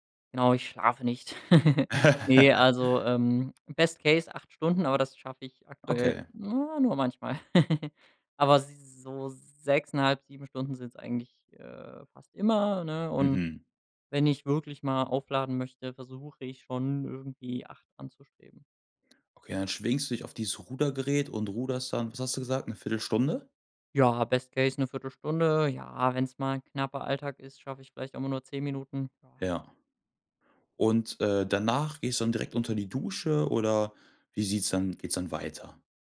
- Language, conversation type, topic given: German, podcast, Was hilft dir, zu Hause wirklich produktiv zu bleiben?
- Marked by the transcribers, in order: put-on voice: "ich schlafe nicht"; laugh; in English: "Best Case"; other noise; laugh; put-on voice: "versuche"